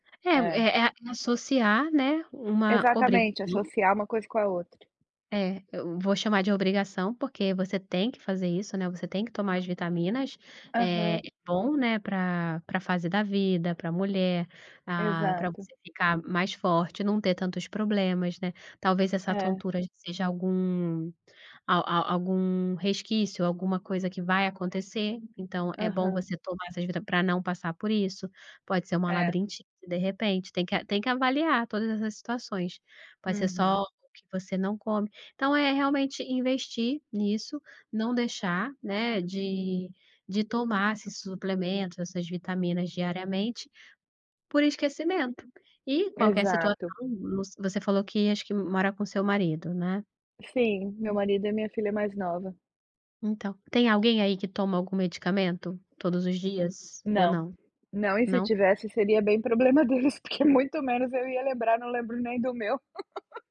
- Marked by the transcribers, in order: tapping; other background noise; laugh
- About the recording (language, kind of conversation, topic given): Portuguese, advice, Como é que você costuma esquecer de tomar seus remédios ou vitaminas no dia a dia?